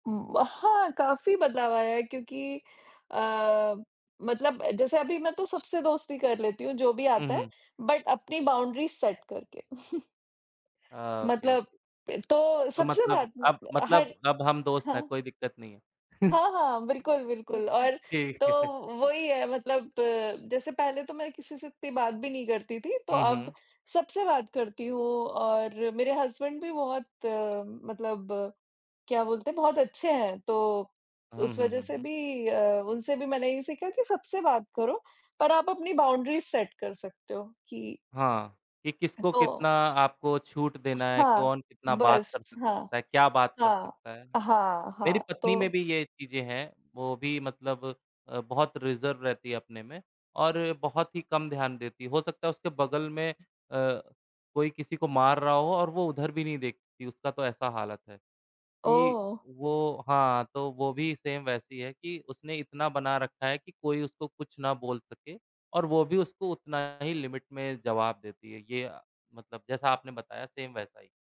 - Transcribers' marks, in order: in English: "बट"; in English: "बाउंड्रीज़ सेट"; chuckle; in English: "ओके, ओके"; chuckle; tapping; chuckle; in English: "हस्बैंड"; in English: "बाउंड्रीज़ सेट"; in English: "रिज़र्व"; in English: "सेम"; in English: "लिमिट"; in English: "सेम"
- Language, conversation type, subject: Hindi, unstructured, आपने जीवन में सबसे बड़ी सीख क्या हासिल की है?